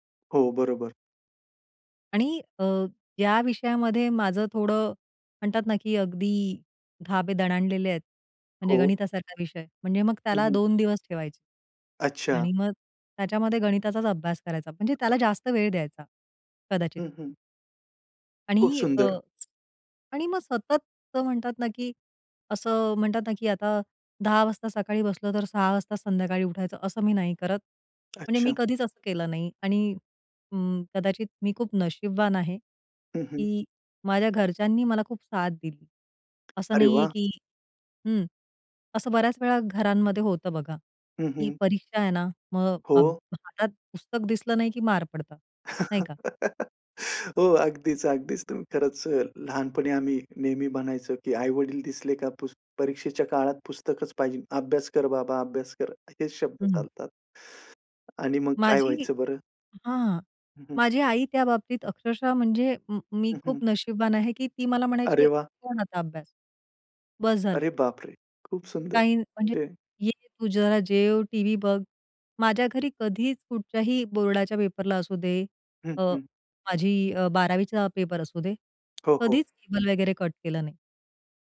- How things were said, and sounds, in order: other background noise; laugh
- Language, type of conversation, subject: Marathi, podcast, परीक्षेतील ताण कमी करण्यासाठी तुम्ही काय करता?